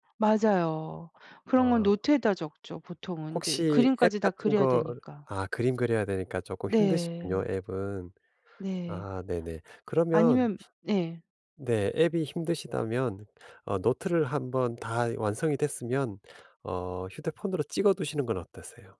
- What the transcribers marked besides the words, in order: other background noise
- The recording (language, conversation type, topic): Korean, advice, 아이디어를 빠르게 기록하고 나중에 쉽게 찾도록 정리하려면 어떻게 해야 하나요?